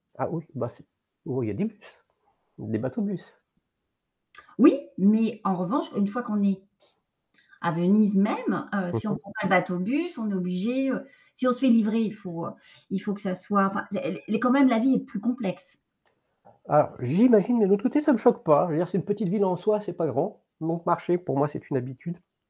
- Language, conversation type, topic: French, unstructured, Quelle destination t’a le plus surpris par sa beauté ?
- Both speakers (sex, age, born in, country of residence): female, 45-49, France, France; male, 50-54, France, France
- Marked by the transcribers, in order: static; distorted speech; tapping